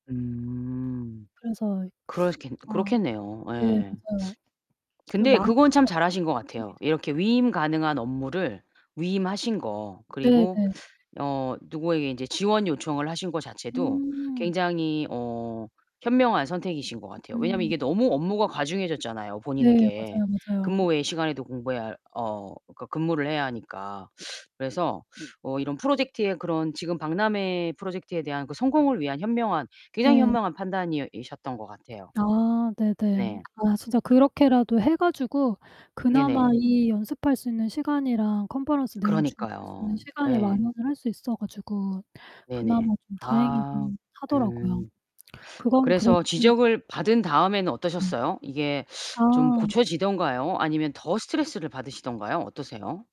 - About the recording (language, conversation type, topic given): Korean, advice, 소규모 사회 모임을 앞두면 심한 불안이 생겨 피하게 되는데, 어떻게 대처하면 좋을까요?
- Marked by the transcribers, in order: tapping; distorted speech; other background noise; teeth sucking